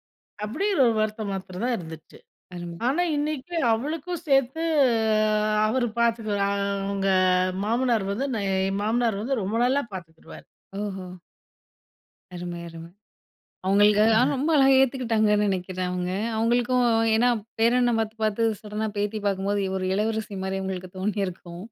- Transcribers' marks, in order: other noise; drawn out: "சேத்து"; drawn out: "அவுங்க"; chuckle
- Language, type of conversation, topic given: Tamil, podcast, உங்கள் வாழ்க்கை பற்றி பிறருக்கு சொல்லும் போது நீங்கள் எந்த கதை சொல்கிறீர்கள்?